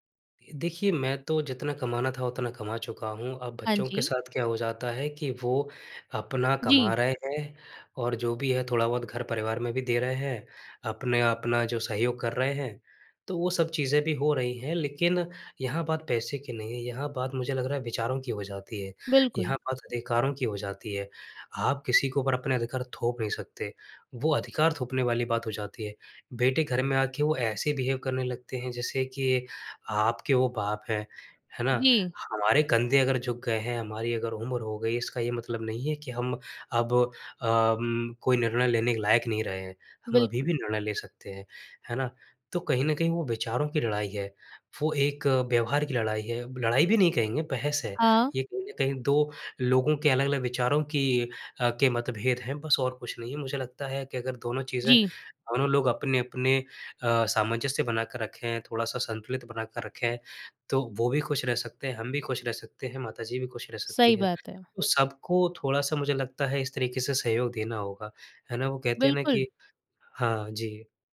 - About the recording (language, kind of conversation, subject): Hindi, advice, वयस्क संतान की घर वापसी से कौन-कौन से संघर्ष पैदा हो रहे हैं?
- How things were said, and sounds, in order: in English: "बिहेव"